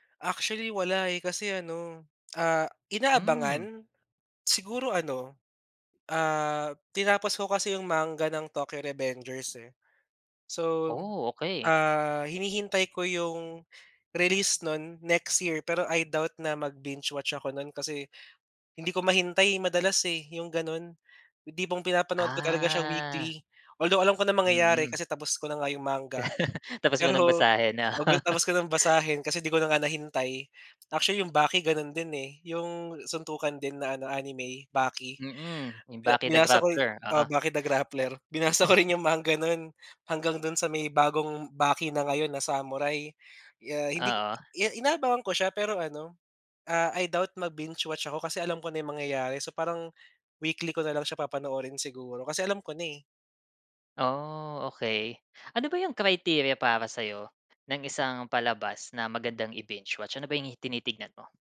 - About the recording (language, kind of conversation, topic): Filipino, podcast, Paano nag-iiba ang karanasan mo kapag sunod-sunod mong pinapanood ang isang serye kumpara sa panonood ng tig-isang episode bawat linggo?
- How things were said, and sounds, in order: laughing while speaking: "pero"; laugh; laugh; laughing while speaking: "Binasa"; laugh